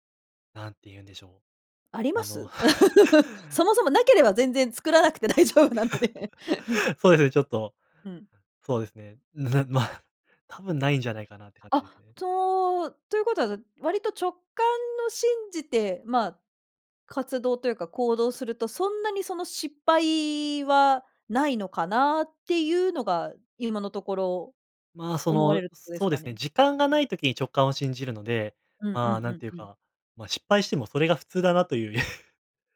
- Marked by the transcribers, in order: laugh; laughing while speaking: "作らなくて大丈夫なので、ふん"; laugh; chuckle; laugh
- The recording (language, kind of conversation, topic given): Japanese, podcast, 直感と理屈、どちらを信じますか？